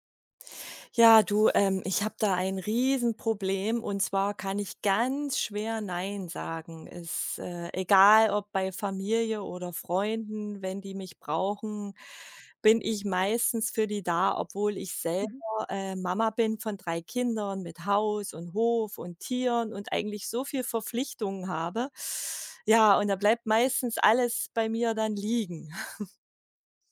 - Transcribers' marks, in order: stressed: "Riesenproblem"; stressed: "ganz"; chuckle
- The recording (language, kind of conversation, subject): German, advice, Wie kann ich Nein sagen und meine Grenzen ausdrücken, ohne mich schuldig zu fühlen?
- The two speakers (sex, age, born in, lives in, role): female, 18-19, Germany, Germany, advisor; female, 40-44, Germany, Germany, user